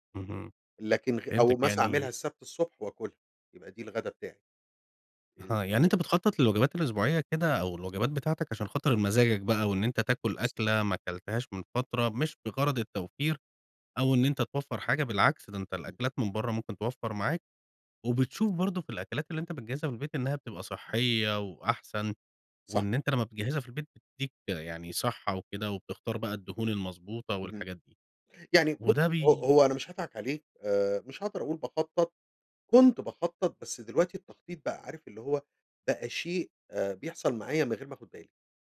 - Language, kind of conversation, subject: Arabic, podcast, إزاي بتخطط لوجبات الأسبوع؟
- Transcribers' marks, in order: other background noise